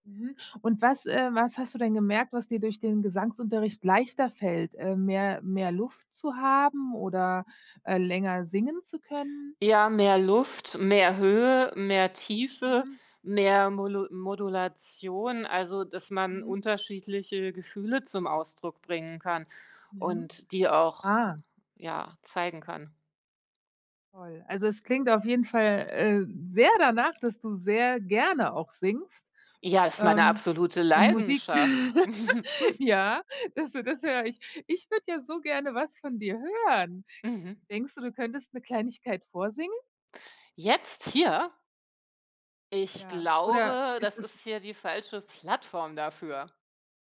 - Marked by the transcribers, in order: other background noise; laugh; chuckle
- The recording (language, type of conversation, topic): German, podcast, Wie findest du deine persönliche Stimme als Künstler:in?